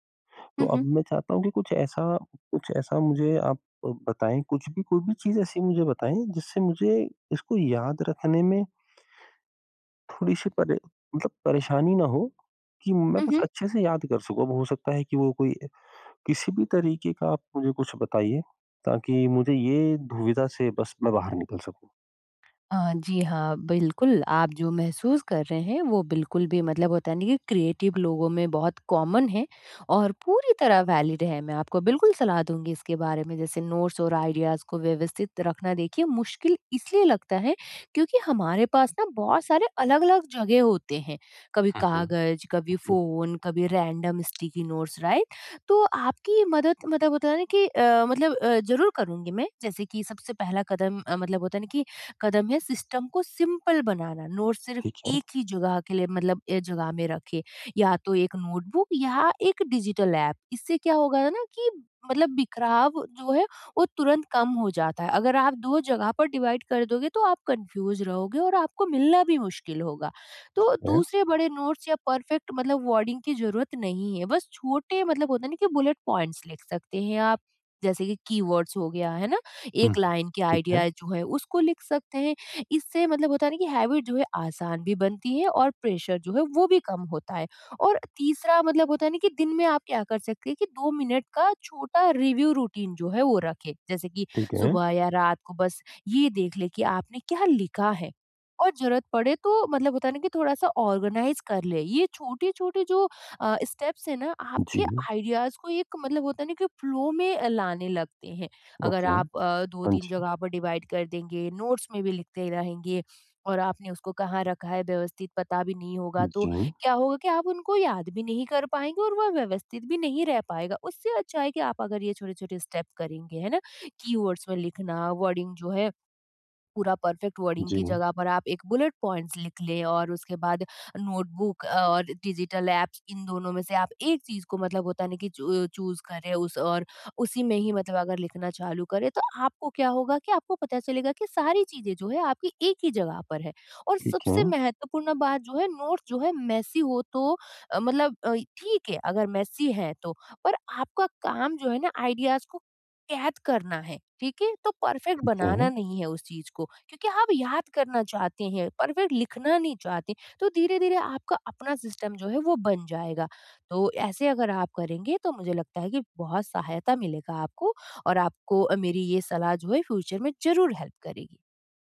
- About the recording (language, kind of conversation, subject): Hindi, advice, मैं अपनी रचनात्मक टिप्पणियाँ और विचार व्यवस्थित रूप से कैसे रख सकता/सकती हूँ?
- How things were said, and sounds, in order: tapping; in English: "क्रिएटिव"; in English: "कॉमन"; in English: "वैलिड"; in English: "नोट्स"; in English: "आइडियाज़"; in English: "रैंडम स्टिकी नोट्स, राइट?"; in English: "सिस्टम"; in English: "सिंपल"; in English: "नोट"; in English: "नोटबुक"; in English: "डिजिटल"; in English: "डिवाइड"; in English: "कन्फ्यूज"; in English: "नोट्स"; in English: "परफ़ेक्ट"; in English: "वर्डिंग"; in English: "बुलेट पॉइंट्स"; in English: "कीवर्ड्स"; in English: "लाइन"; in English: "हैबिट"; in English: "प्रेशर"; in English: "रिव्यू रूटीन"; in English: "ऑर्गनाइज़"; in English: "स्टेप्स"; in English: "आइडियाज़"; in English: "फ्लो"; in English: "ओके"; in English: "डिवाइड"; in English: "नोट्स"; in English: "स्टेप"; in English: "कीवर्ड्स"; in English: "वर्डिंग"; in English: "परफ़ेक्ट वर्डिंग"; in English: "बुलेट पॉइंट्स"; in English: "नोटबुक"; in English: "डिजिटल एप्स"; in English: "चु चूज़"; in English: "नोट्स"; in English: "मेस्सी"; in English: "मेस्सी"; in English: "आइडियाज़"; in English: "परफ़ेक्ट"; in English: "परफ़ेक्ट"; in English: "सिस्टम"; in English: "फ्यूचर"; in English: "हेल्प"